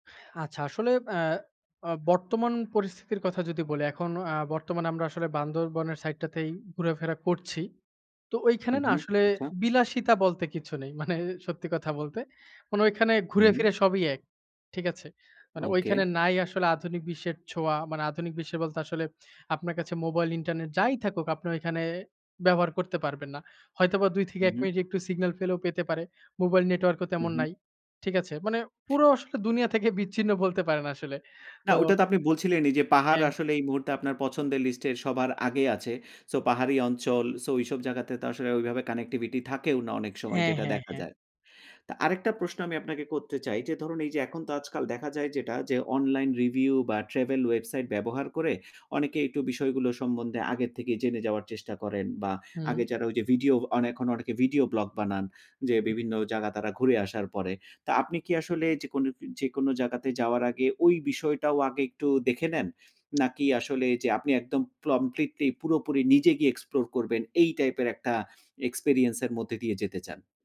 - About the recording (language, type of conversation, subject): Bengali, podcast, ছুটিতে গেলে সাধারণত আপনি কীভাবে ভ্রমণের পরিকল্পনা করেন?
- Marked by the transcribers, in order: laughing while speaking: "মানে"; tapping; "কমপ্লিটলি" said as "প্লমপ্লিটলি"